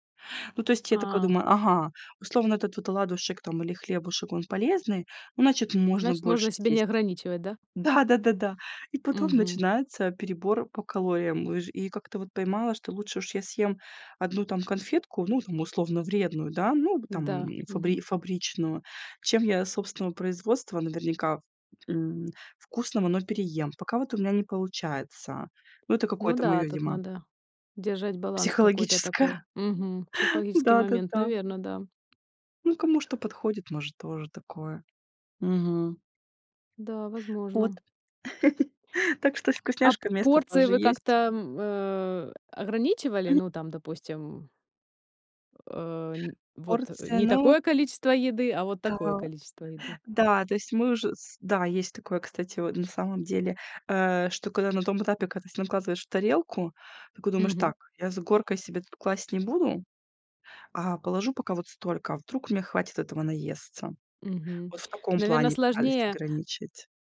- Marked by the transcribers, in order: tapping; laughing while speaking: "психологическое"; chuckle
- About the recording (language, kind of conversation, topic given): Russian, podcast, Как ты стараешься правильно питаться в будни?